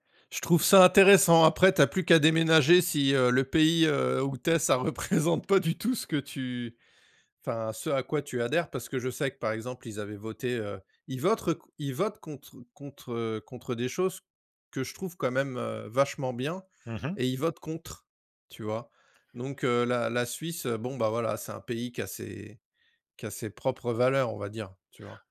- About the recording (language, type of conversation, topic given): French, unstructured, Comment décrirais-tu le rôle du gouvernement dans la vie quotidienne ?
- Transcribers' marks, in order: laughing while speaking: "représente"; "votent" said as "votrent"